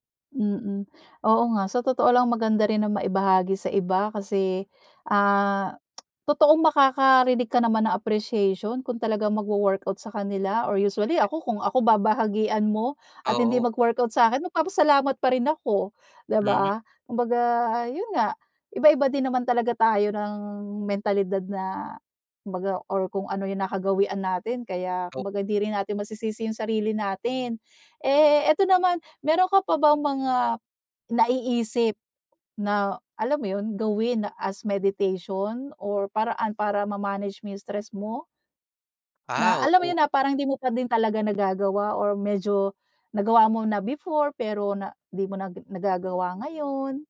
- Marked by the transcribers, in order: tsk; unintelligible speech; other background noise; in English: "as meditation"
- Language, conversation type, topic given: Filipino, podcast, Paano mo ginagamit ang pagmumuni-muni para mabawasan ang stress?